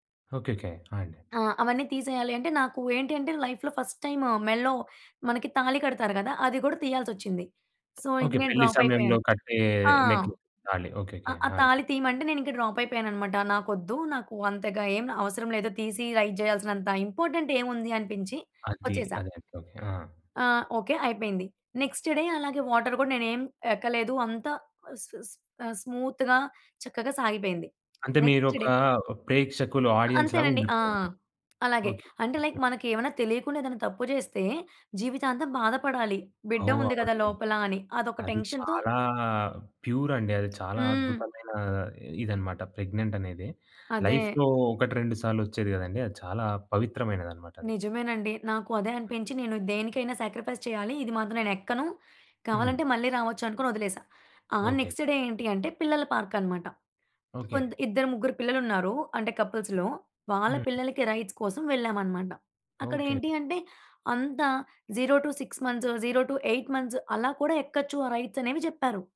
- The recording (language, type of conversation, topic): Telugu, podcast, ఒక పెద్ద తప్పు చేసిన తర్వాత నిన్ను నీవే ఎలా క్షమించుకున్నావు?
- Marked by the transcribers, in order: tapping; in English: "లైఫ్‌లో ఫస్ట్"; other background noise; in English: "సో"; in English: "డ్రాప్"; in English: "నెక్లెస్"; in English: "డ్రాప్"; in English: "రైడ్"; in English: "నెక్స్ట్ డే"; in English: "వాటర్"; in English: "స్మూత్‌గా"; in English: "నెక్స్ట్ డే"; in English: "ఆడియన్స్"; in English: "లైక్"; chuckle; unintelligible speech; in English: "టెన్షన్‌తో"; in English: "ప్రెగ్నెంట్"; in English: "లైఫ్‌లో"; other noise; in English: "శాక్రిఫైస్"; in English: "నెక్స్ట్ డే"; in English: "కపుల్స్‌లో"; in English: "రైడ్స్"; in English: "జీరో టూ సిక్స్ మంత్స్, జీరో టూ ఎయిట్ మంత్స్"; in English: "రైడ్స్"